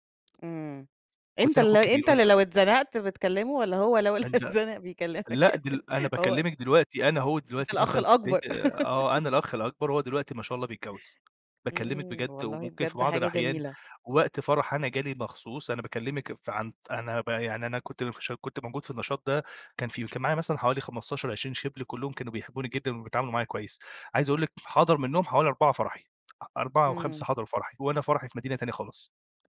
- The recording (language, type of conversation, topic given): Arabic, podcast, إزاي حسّيت بكرم وحفاوة أهل البلد في رحلة بعيدة؟
- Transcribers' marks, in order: laughing while speaking: "لو اتزنق بيكلمك؟"; laugh; tapping